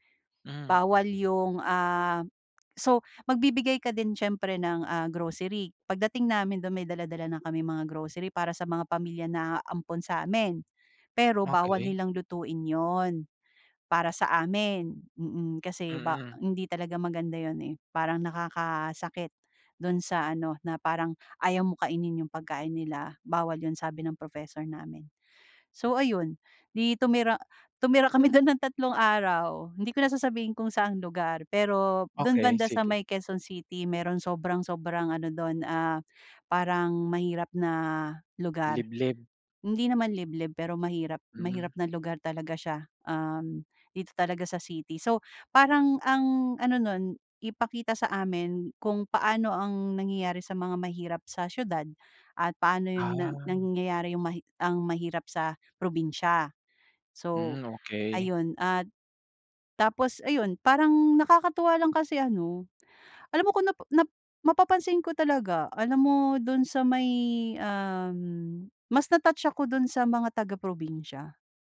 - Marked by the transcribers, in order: laughing while speaking: "dun"
- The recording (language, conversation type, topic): Filipino, podcast, Ano ang pinaka-nakakagulat na kabutihang-loob na naranasan mo sa ibang lugar?